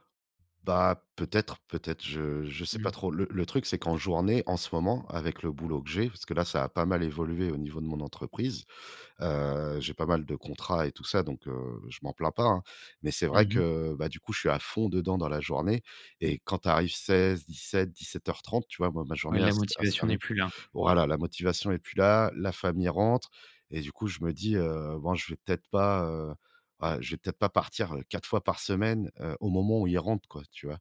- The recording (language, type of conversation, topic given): French, advice, Comment puis-je mettre en place et tenir une routine d’exercice régulière ?
- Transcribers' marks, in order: tapping